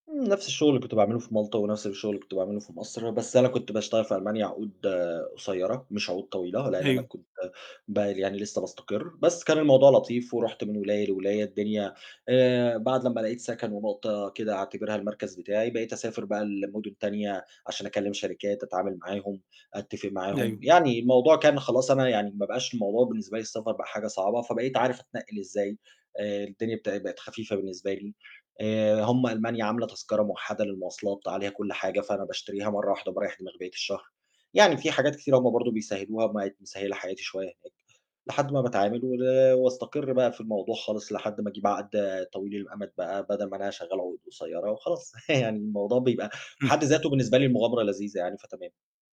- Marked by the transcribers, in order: other noise; unintelligible speech; laugh
- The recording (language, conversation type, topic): Arabic, podcast, إيه معاييرك لما تيجي تختار بلد تهاجر لها؟